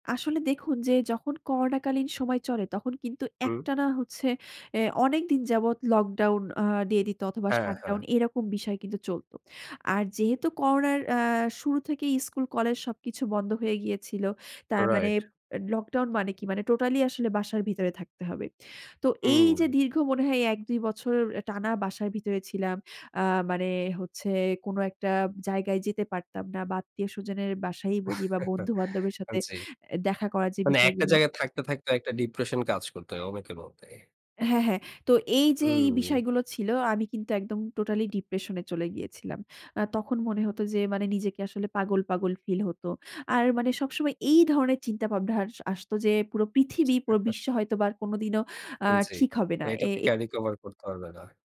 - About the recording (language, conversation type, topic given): Bengali, podcast, কঠিন সময়ে আপনি কীভাবে টিকে থাকতে শিখেছেন?
- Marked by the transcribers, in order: chuckle; other background noise; chuckle; in English: "রিকভার"